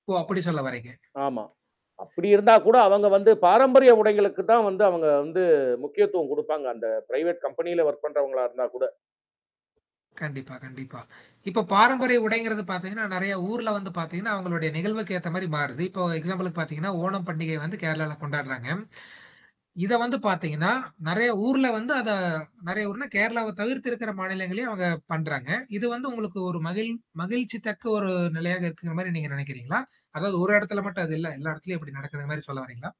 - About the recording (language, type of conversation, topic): Tamil, podcast, உங்களுக்கென தனித்துவமான அடையாள உடை ஒன்றை உருவாக்கினால், அது எப்படி இருக்கும்?
- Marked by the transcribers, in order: other background noise; static; mechanical hum; in English: "பிரைவேட் கம்பெனியில ஒர்க்"; in English: "எக்ஸாம்பிளுக்கு"